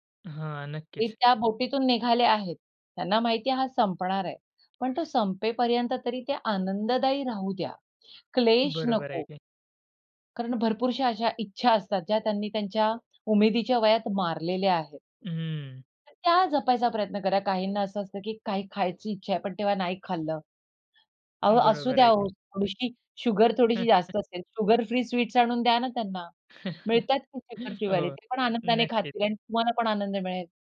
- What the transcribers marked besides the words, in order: other background noise; tapping; chuckle; in English: "शुगर फ्री स्वीट्स"; chuckle
- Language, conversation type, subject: Marathi, podcast, वयोवृद्ध लोकांचा एकटेपणा कमी करण्याचे प्रभावी मार्ग कोणते आहेत?